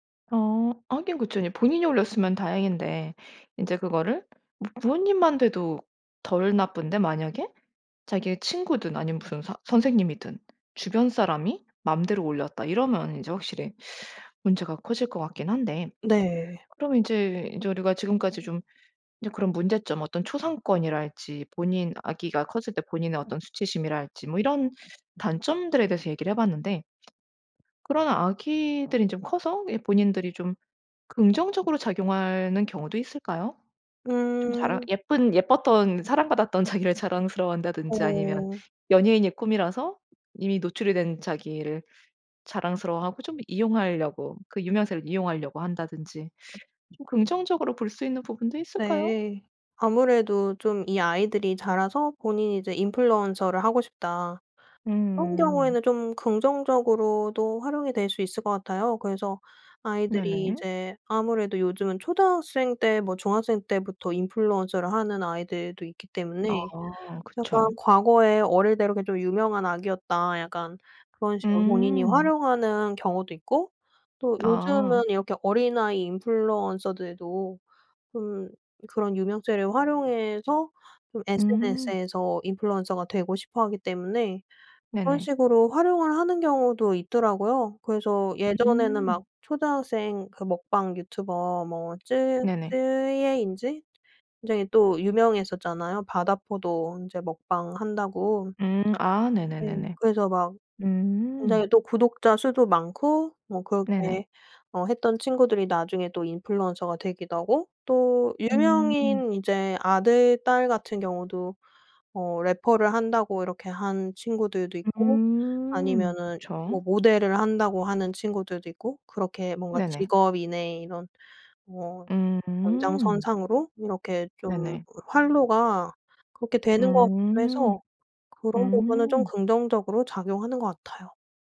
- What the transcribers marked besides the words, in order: other background noise; tapping; laughing while speaking: "자기를"
- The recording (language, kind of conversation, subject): Korean, podcast, 어린 시절부터 SNS에 노출되는 것이 정체성 형성에 영향을 줄까요?